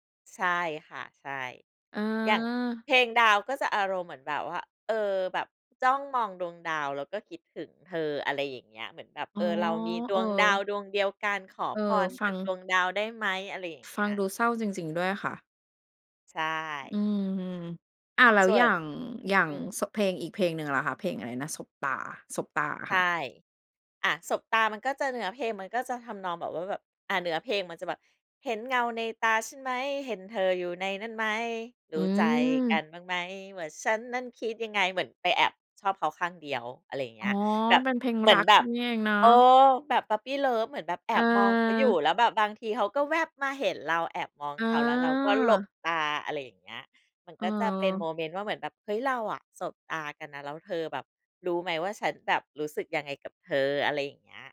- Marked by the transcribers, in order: singing: "เห็นเงาในตาฉันไหม เห็นเธออยู่ในนั้นไหม รู้ใจกันบ้างไหมว่า ฉันนั้นคิดยังไง"; stressed: "รัก"; in English: "puppy love"
- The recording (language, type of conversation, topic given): Thai, podcast, คุณยังจำเพลงแรกที่คุณชอบได้ไหม?